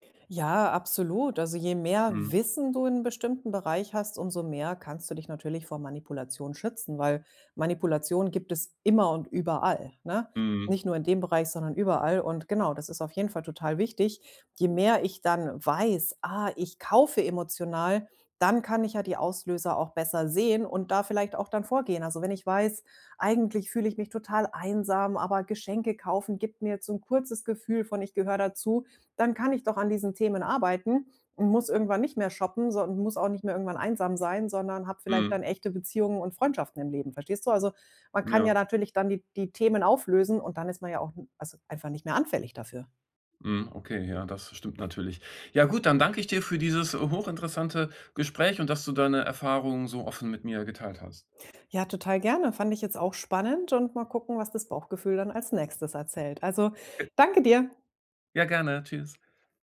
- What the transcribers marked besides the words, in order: other noise; other background noise
- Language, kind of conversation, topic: German, podcast, Erzähl mal von einer Entscheidung, bei der du auf dein Bauchgefühl gehört hast?